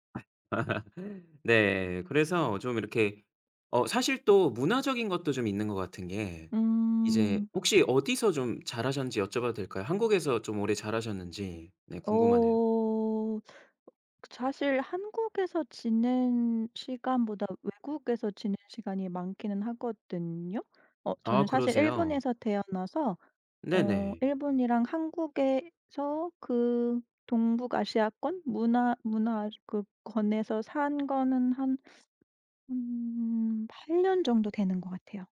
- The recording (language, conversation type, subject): Korean, advice, 칭찬을 받으면 왜 어색하고 받아들이기 힘든가요?
- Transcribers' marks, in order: laugh